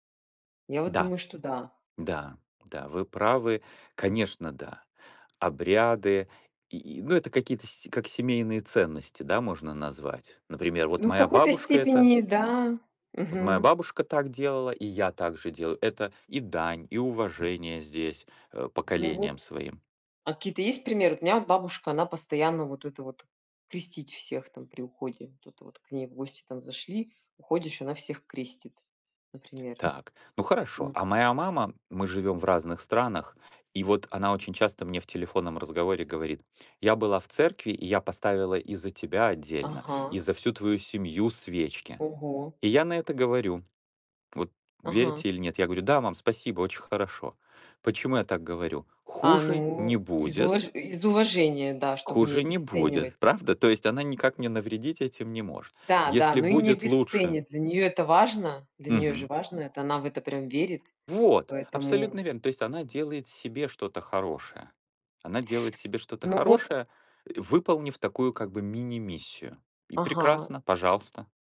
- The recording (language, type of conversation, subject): Russian, unstructured, Как религиозные обряды объединяют людей?
- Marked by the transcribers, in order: other background noise; tapping